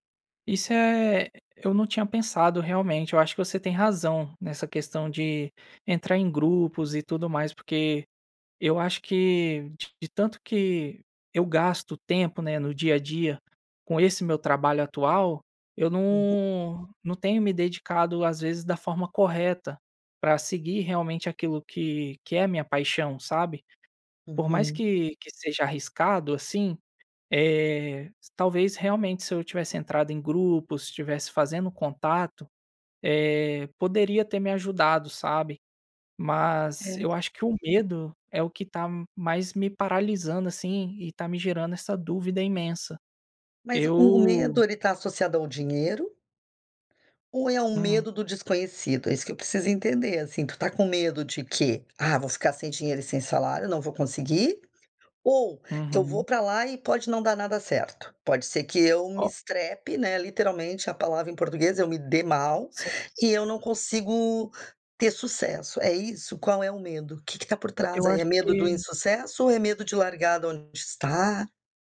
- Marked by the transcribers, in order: other background noise; tapping
- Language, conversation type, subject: Portuguese, advice, Como decidir entre seguir uma carreira segura e perseguir uma paixão mais arriscada?